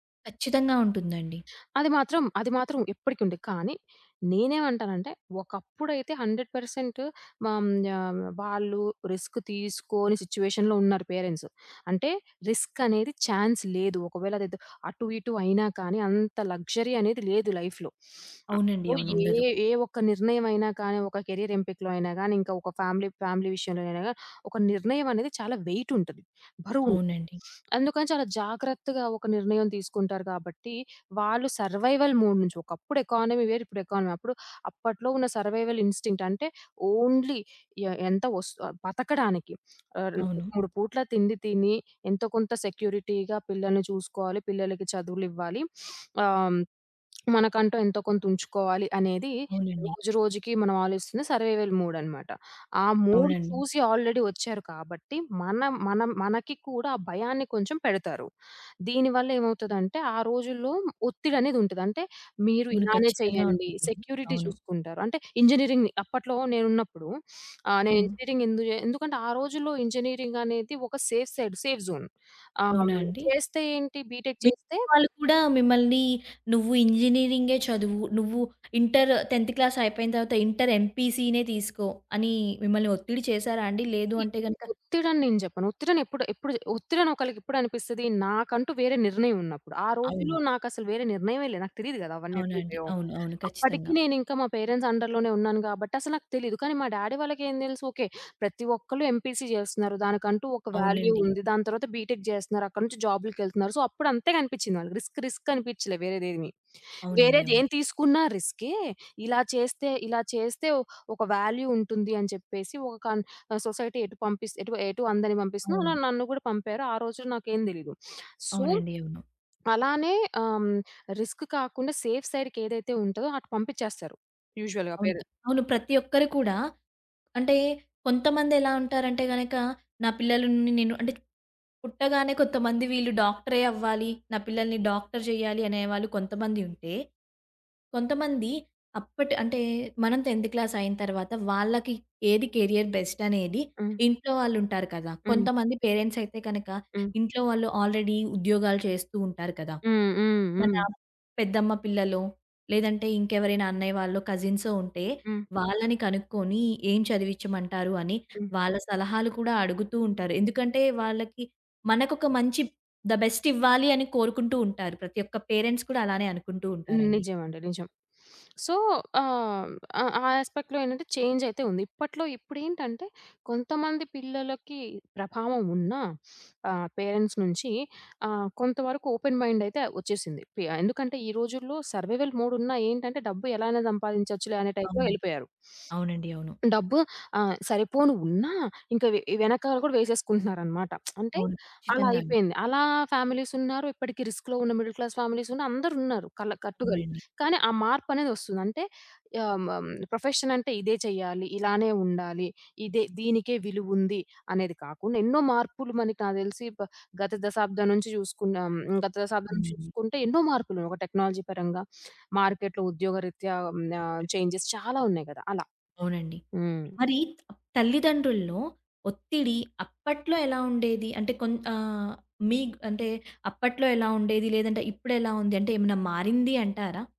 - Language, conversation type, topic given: Telugu, podcast, పిల్లల కెరీర్ ఎంపికపై తల్లిదండ్రుల ఒత్తిడి కాలక్రమంలో ఎలా మారింది?
- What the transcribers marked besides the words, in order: other background noise; in English: "రిస్క్"; in English: "సిట్యుయేషన్‌లో"; in English: "రిస్క్"; in English: "ఛాన్స్"; in English: "లగ్జరీ"; in English: "లైఫ్‌లో. సో"; sniff; in English: "కెరియర్"; in English: "ఫ్యామిలీ, ఫ్యామిలీ"; in English: "వెయిట్"; sniff; in English: "సర్వైవల్ మోడ్"; in English: "ఎకానమీ"; in English: "ఎకానమీ"; in English: "సర్వైవల్ ఇన్‌స్టింక్ట్"; in English: "ఓన్లీ"; in English: "సెక్యూరిటీగా"; sniff; tapping; in English: "సర్వైవల్ మోడ్"; in English: "మోడ్"; in English: "ఆల్రెడీ"; in English: "సెక్యూరిటీ"; in English: "ఇంజినీరింగ్‌ని"; sniff; in English: "ఇంజినీరింగ్"; in English: "ఇంజినీరింగ్"; in English: "సేఫ్ సైడ్, సేఫ్ జోన్"; in English: "బీటెక్"; in English: "టెన్త్ క్లాస్"; in English: "ఇంటర్ ఎంపీసీ‌నే"; in English: "సీ"; in English: "పేరెంట్స్ అండర్‌లోనే"; in English: "డ్యాడీ"; in English: "ఎంపీసీ"; in English: "వాల్యూ"; in English: "బీటెక్"; in English: "జాబ్స్‌కి"; in English: "సో"; in English: "రిస్క్, రిస్క్"; in English: "వాల్యూ"; in English: "సొసైటీ"; sniff; in English: "సో"; in English: "రిస్క్"; in English: "సేఫ్ సైడ్‌కి"; in English: "యూజువల్‌గా పేరెంట్స్"; in English: "టెన్త్ క్లాస్"; in English: "కేరియర్ బెస్ట్"; in English: "పేరెంట్స్"; in English: "ఆల్రెడీ"; in English: "ధ బెస్ట్"; in English: "పేరెంట్స్"; sniff; in English: "సో"; in English: "యాస్పెక్ట్‌లో"; in English: "చేంజ్"; sniff; in English: "పేరెంట్స్"; in English: "ఓపెన్ మైండ్"; in English: "సర్వైవల్ మోడ్"; in English: "టైప్‌లో"; sniff; lip smack; in English: "ఫ్యామిలీస్"; in English: "రిస్క్‌లో"; in English: "మిడిల్ క్లాస్ ఫ్యామిలీస్"; in English: "ప్రొఫెషన్"; in English: "టెక్నాలజీ"; sniff; in English: "మార్కెట్‌లో"; in English: "చేంజెస్"